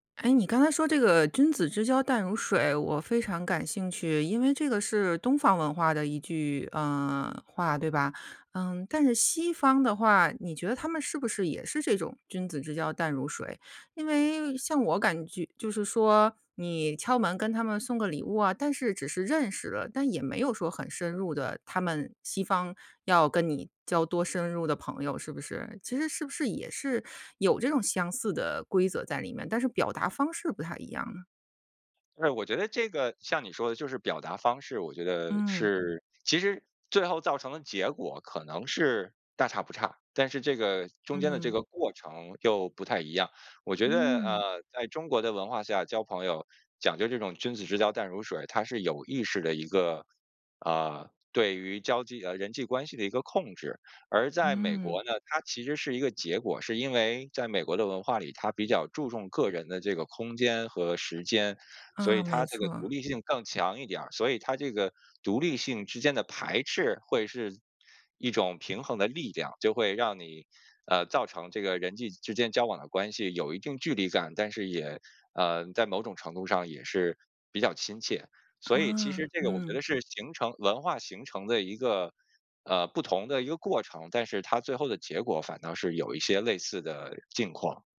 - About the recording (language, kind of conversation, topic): Chinese, podcast, 如何建立新的朋友圈？
- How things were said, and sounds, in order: other background noise